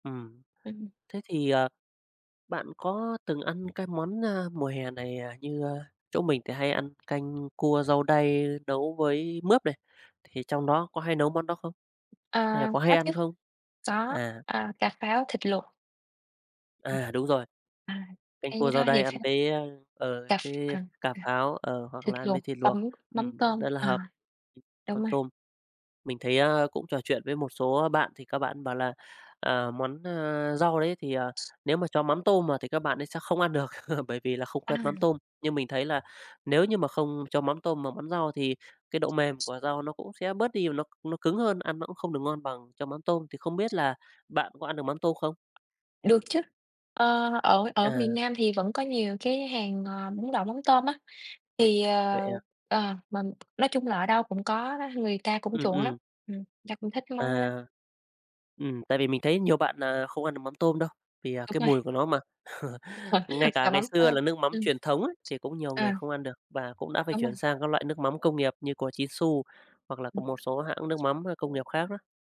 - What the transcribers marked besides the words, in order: other background noise; tapping; chuckle; chuckle; laugh
- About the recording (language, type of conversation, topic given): Vietnamese, unstructured, Bạn có kỷ niệm nào gắn liền với bữa cơm gia đình không?